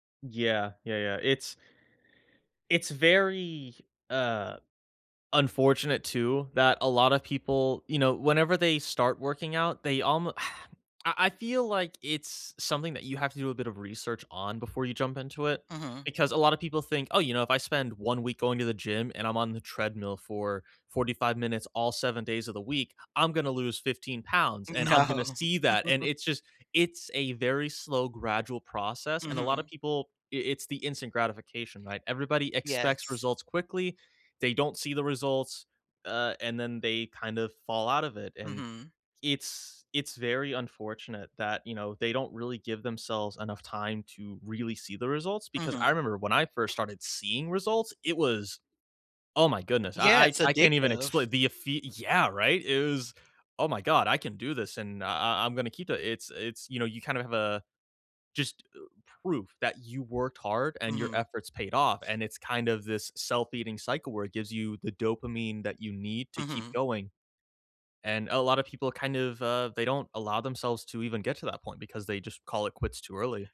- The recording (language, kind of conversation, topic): English, unstructured, How can I start exercising when I know it's good for me?
- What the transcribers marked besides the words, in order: tapping; sigh; other background noise; laughing while speaking: "No"; chuckle